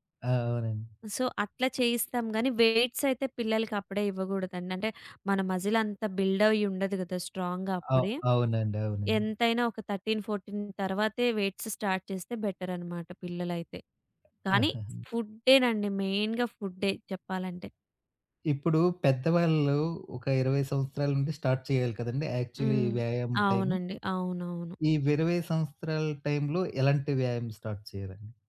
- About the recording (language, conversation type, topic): Telugu, podcast, వ్యాయామాన్ని మీరు ఎలా మొదలెట్టారు?
- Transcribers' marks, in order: in English: "సో"; in English: "బిల్డ్"; in English: "స్ట్రాంగ్‌గా"; in English: "థర్టీన్ ఫోర్టీన్"; in English: "వెయిట్స్ స్టార్ట్"; in English: "మెయిన్‌గా"; in English: "స్టార్ట్"; in English: "యాక్చువలి"; in English: "స్టార్ట్"